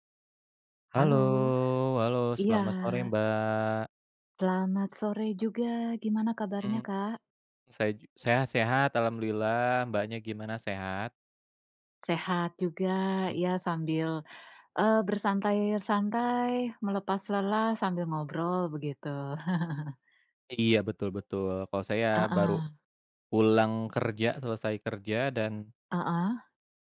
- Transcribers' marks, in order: other background noise; chuckle
- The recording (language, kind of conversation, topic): Indonesian, unstructured, Apa yang membuat persahabatan bisa bertahan lama?
- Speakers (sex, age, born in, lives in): female, 40-44, Indonesia, Indonesia; male, 35-39, Indonesia, Indonesia